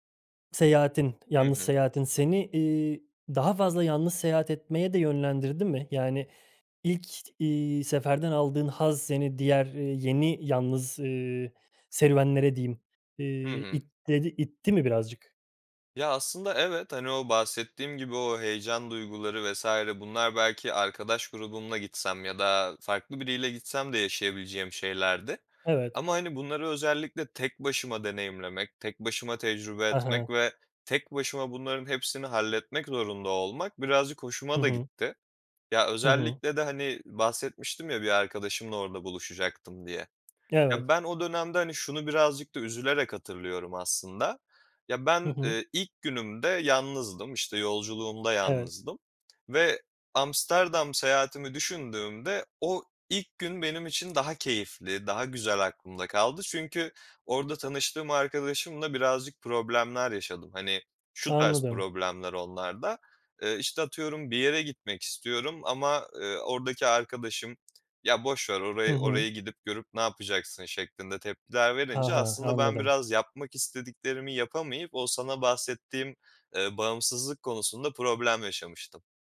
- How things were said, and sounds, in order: none
- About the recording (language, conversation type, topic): Turkish, podcast, Yalnız seyahat etmenin en iyi ve kötü tarafı nedir?